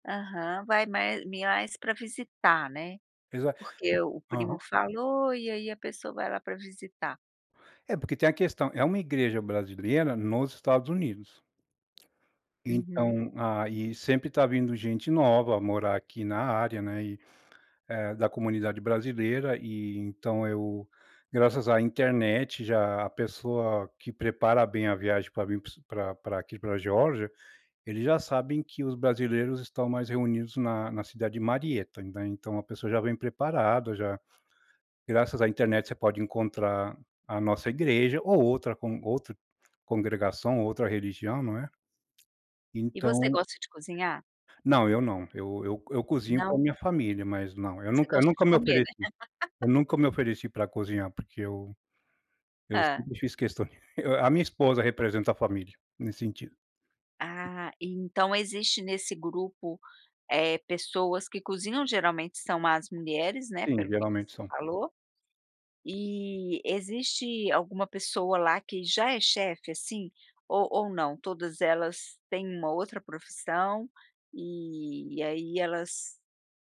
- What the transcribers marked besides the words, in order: "mais" said as "miais"; tapping; laugh; chuckle; chuckle
- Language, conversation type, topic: Portuguese, podcast, Como dividir as tarefas na cozinha quando a galera se reúne?